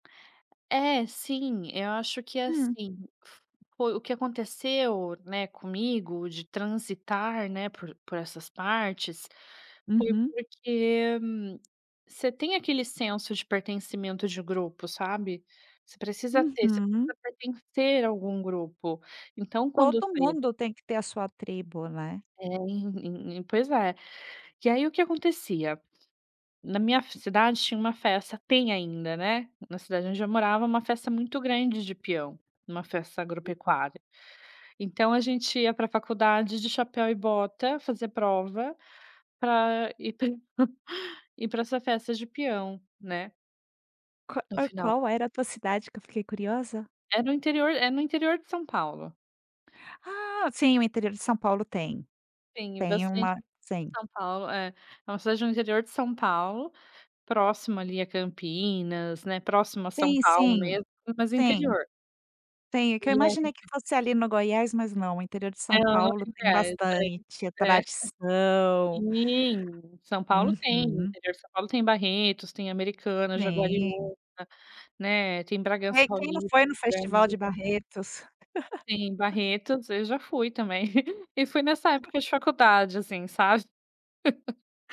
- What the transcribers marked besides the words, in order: tapping; unintelligible speech; chuckle; other noise; chuckle; laugh; chuckle; laugh
- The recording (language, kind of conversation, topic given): Portuguese, podcast, Como você descobriu sua identidade musical?